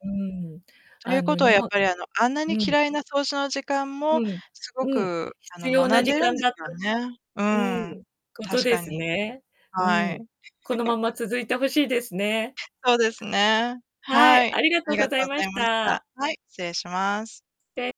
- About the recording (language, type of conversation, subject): Japanese, unstructured, ゴミのポイ捨てについて、どのように感じますか？
- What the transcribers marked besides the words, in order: distorted speech; giggle